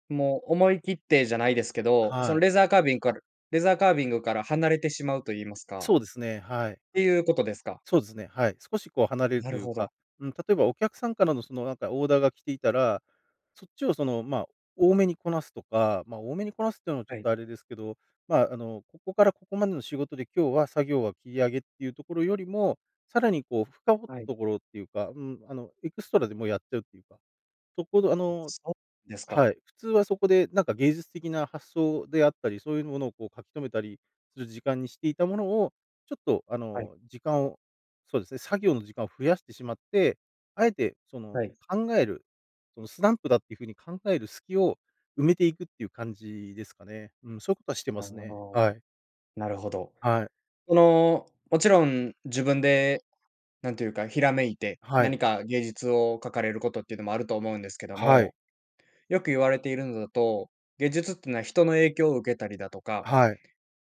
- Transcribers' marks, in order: none
- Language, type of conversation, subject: Japanese, podcast, 創作のアイデアは普段どこから湧いてくる？